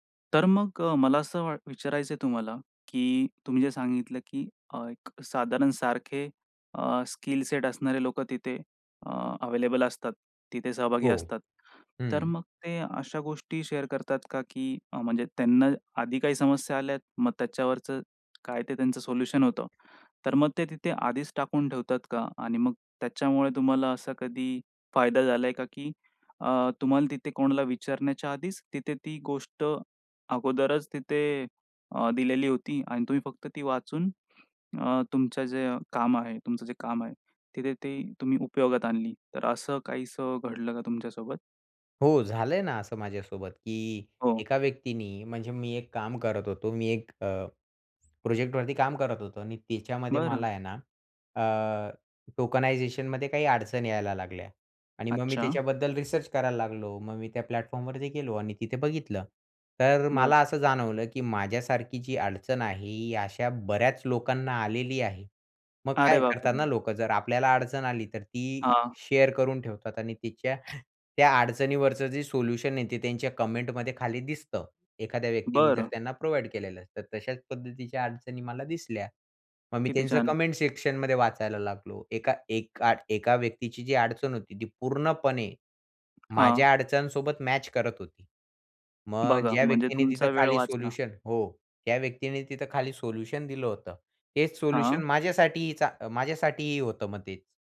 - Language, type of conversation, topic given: Marathi, podcast, ऑनलाइन समुदायामुळे तुमच्या शिक्षणाला कोणते फायदे झाले?
- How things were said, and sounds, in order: in English: "स्किल सेट"; in English: "अवेलेबल"; in English: "शेअर"; other noise; tapping; in English: "टोकनायझेशन"; other background noise; in English: "शेअर"; breath; in English: "कमेंटमध्ये"; in English: "प्रोव्हाईड"; in English: "कमेंट सेक्शन"